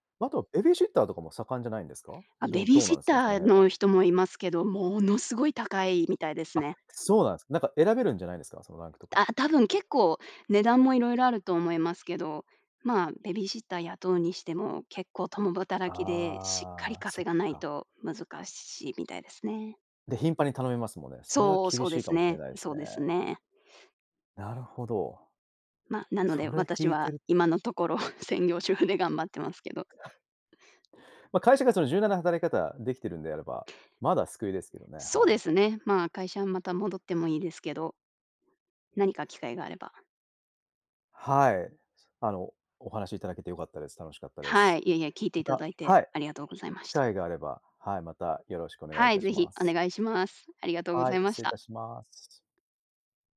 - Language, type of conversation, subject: Japanese, podcast, 孤立を感じた経験はありますか？
- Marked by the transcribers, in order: other background noise